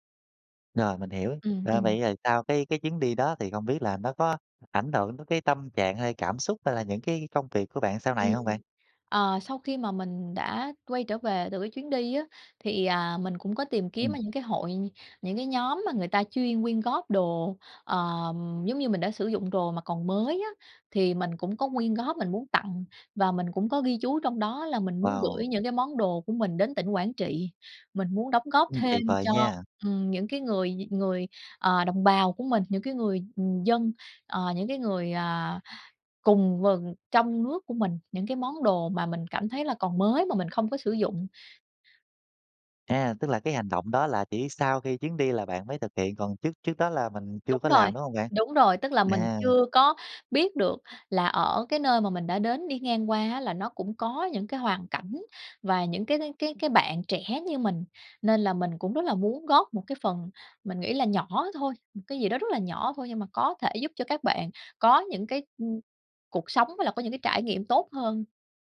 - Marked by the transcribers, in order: tapping
- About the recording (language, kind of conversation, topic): Vietnamese, podcast, Bạn có thể kể về một chuyến đi đã khiến bạn thay đổi rõ rệt nhất không?